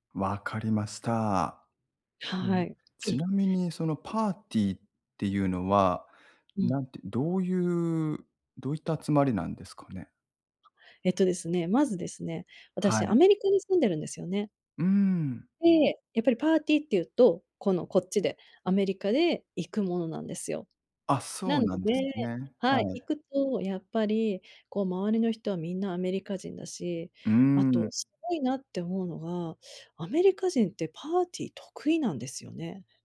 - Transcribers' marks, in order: unintelligible speech; tapping
- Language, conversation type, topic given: Japanese, advice, パーティーで居心地が悪いとき、どうすれば楽しく過ごせますか？